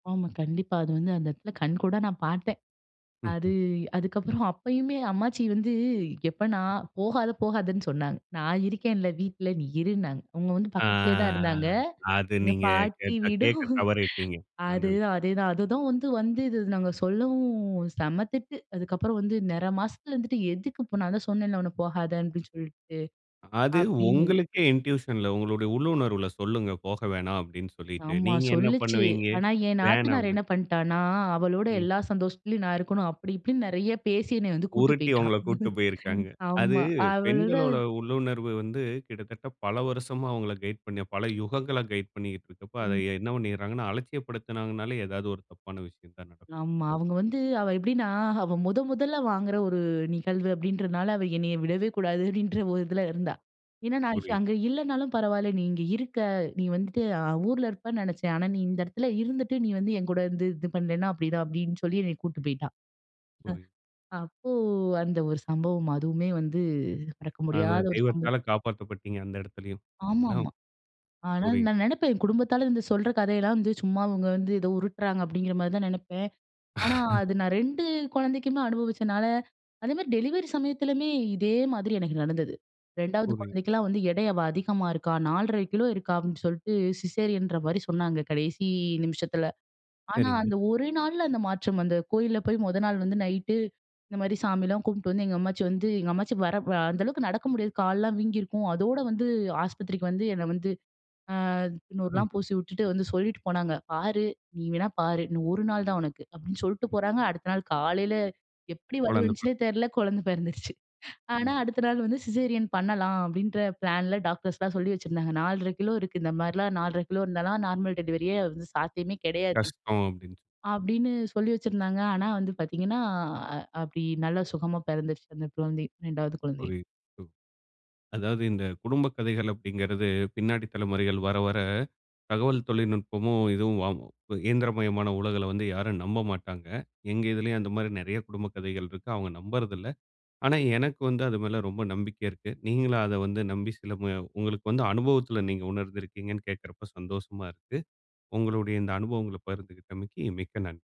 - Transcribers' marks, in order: tapping; drawn out: "ஆ"; chuckle; in English: "இன்டியூஷன்"; chuckle; other noise; laugh
- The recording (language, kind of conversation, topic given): Tamil, podcast, குடும்பக் கதைகள் எவ்வாறு அடுத்த தலைமுறைக்கு செல்கின்றன?